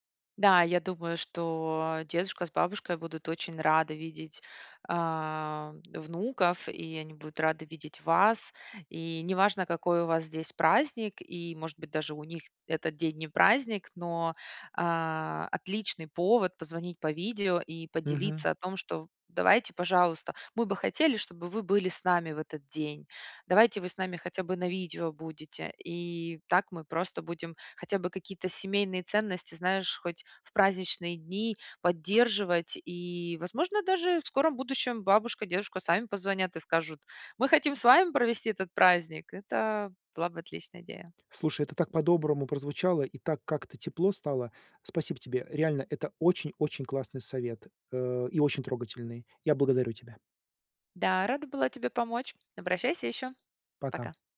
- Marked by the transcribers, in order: tapping
- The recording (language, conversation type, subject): Russian, advice, Как сохранить близкие отношения, когда в жизни происходит много изменений и стресса?